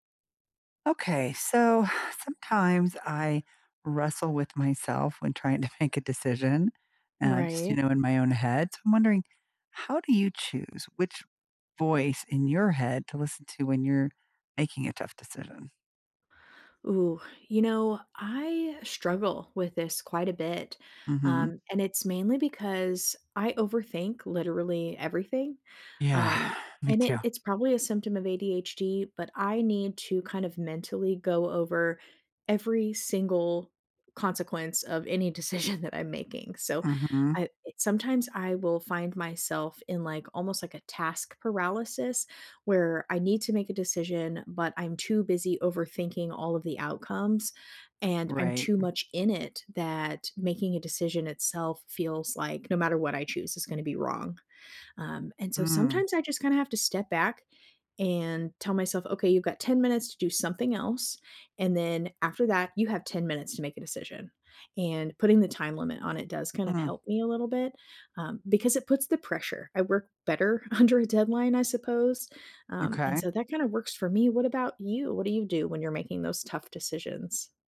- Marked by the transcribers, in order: sigh; laughing while speaking: "to make"; exhale; laughing while speaking: "decision"; laughing while speaking: "under"
- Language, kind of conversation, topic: English, unstructured, Which voice in my head should I trust for a tough decision?